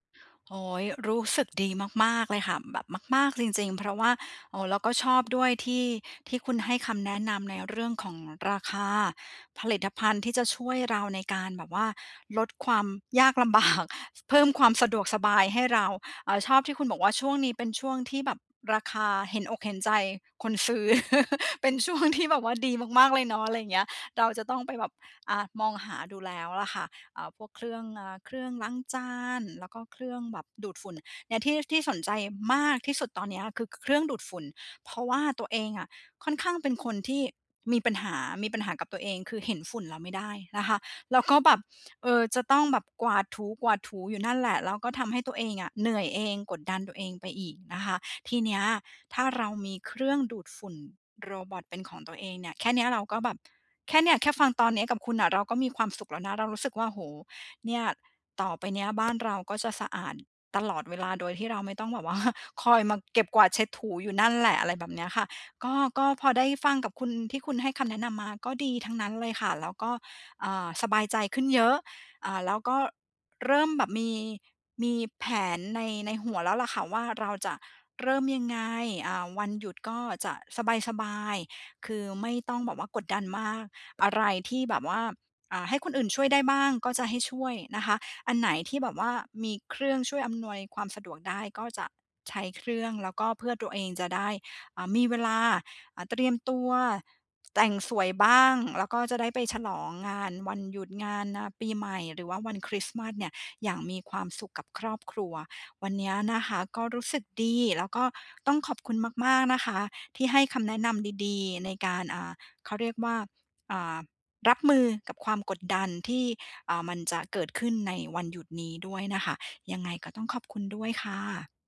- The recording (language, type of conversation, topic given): Thai, advice, ฉันควรทำอย่างไรเมื่อวันหยุดทำให้ฉันรู้สึกเหนื่อยและกดดัน?
- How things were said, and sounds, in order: laughing while speaking: "บาก"; chuckle; laughing while speaking: "ช่วงที่แบบว่า"; other background noise; tapping; laughing while speaking: "ว่า"